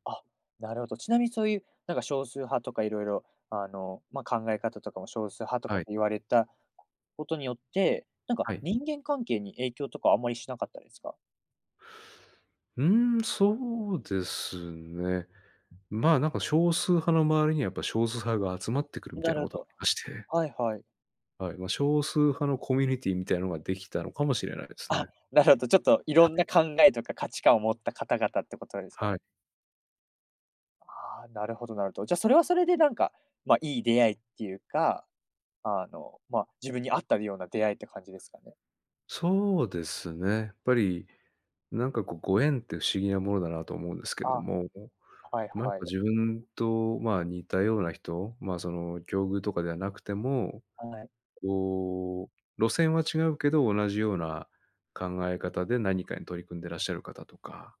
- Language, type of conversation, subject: Japanese, podcast, 誰かの一言で人生が変わった経験はありますか？
- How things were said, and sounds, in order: other background noise